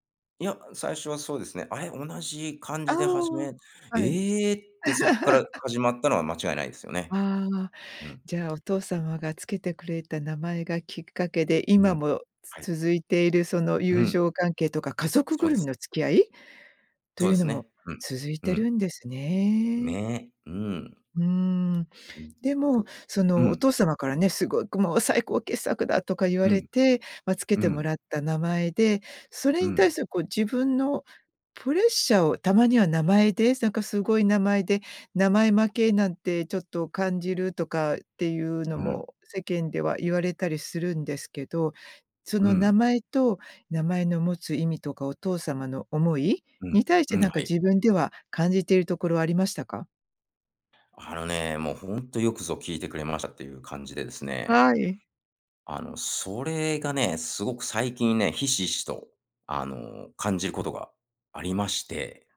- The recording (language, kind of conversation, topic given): Japanese, podcast, 名前や苗字にまつわる話を教えてくれますか？
- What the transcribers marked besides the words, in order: laugh; other background noise; other noise